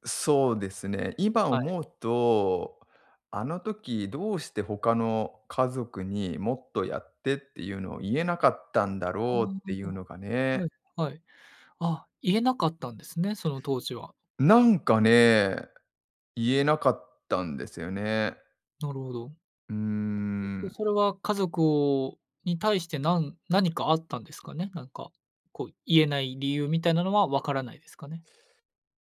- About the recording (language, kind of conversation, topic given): Japanese, advice, 介護の負担を誰が担うかで家族が揉めている
- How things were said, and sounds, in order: other noise